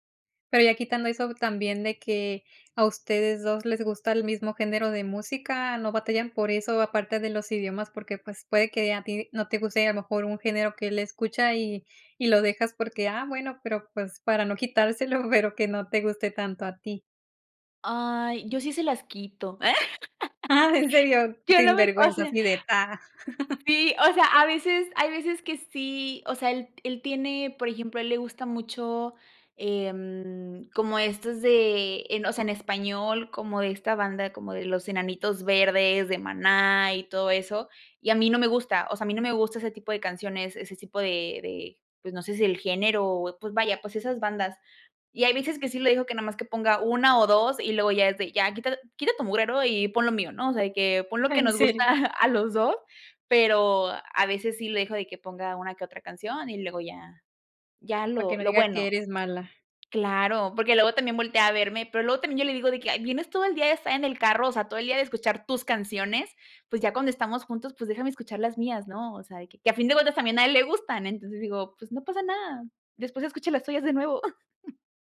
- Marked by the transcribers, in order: laugh; laughing while speaking: "¿en serio?"; chuckle; laughing while speaking: "gusta"; chuckle; chuckle
- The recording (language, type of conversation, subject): Spanish, podcast, ¿Qué opinas de mezclar idiomas en una playlist compartida?